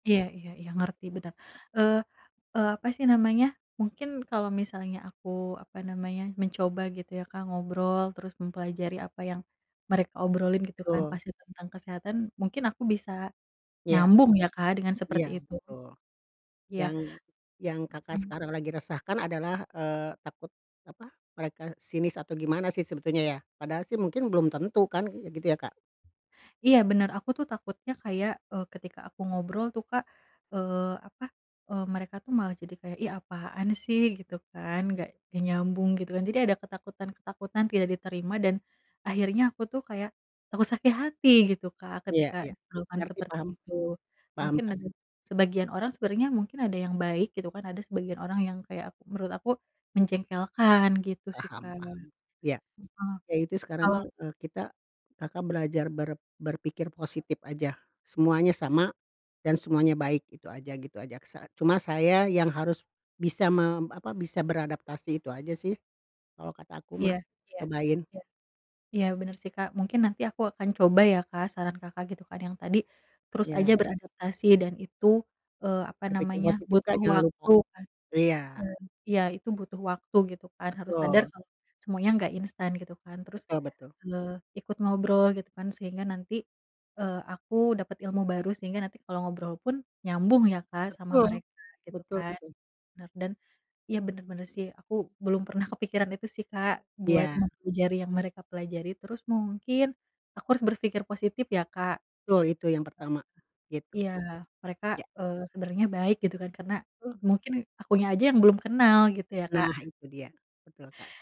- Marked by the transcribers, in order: other background noise; tapping; unintelligible speech
- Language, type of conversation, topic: Indonesian, advice, Bagaimana pengalamanmu menjalin pertemanan baru saat sudah dewasa dan mengatasi rasa canggung?